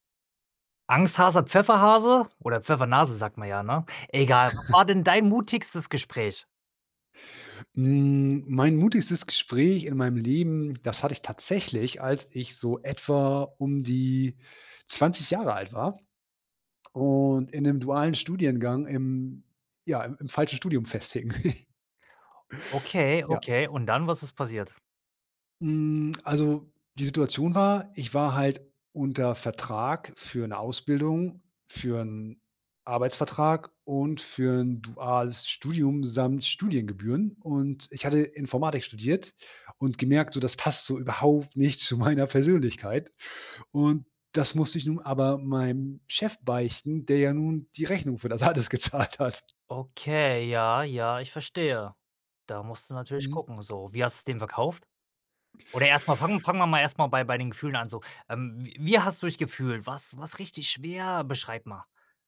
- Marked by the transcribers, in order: chuckle; chuckle; drawn out: "Hm"; stressed: "überhaupt"; laughing while speaking: "das alles gezahlt hat"
- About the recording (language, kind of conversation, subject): German, podcast, Was war dein mutigstes Gespräch?